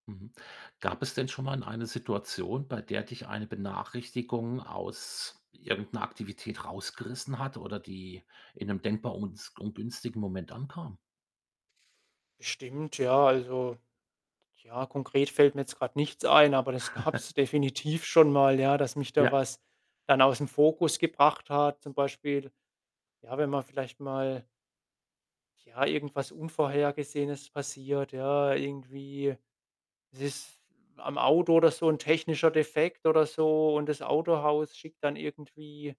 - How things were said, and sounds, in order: other background noise; chuckle
- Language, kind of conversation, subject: German, podcast, Wie gehst du mit ständigen Benachrichtigungen um?